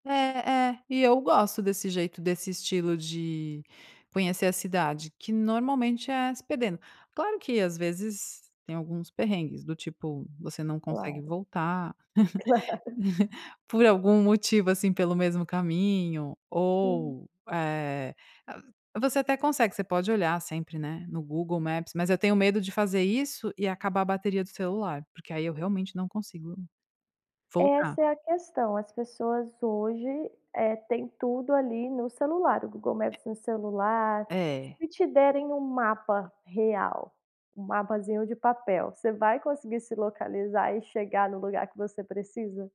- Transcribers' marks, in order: laugh
- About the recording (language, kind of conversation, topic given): Portuguese, podcast, Você já se perdeu durante uma viagem e como lidou com isso?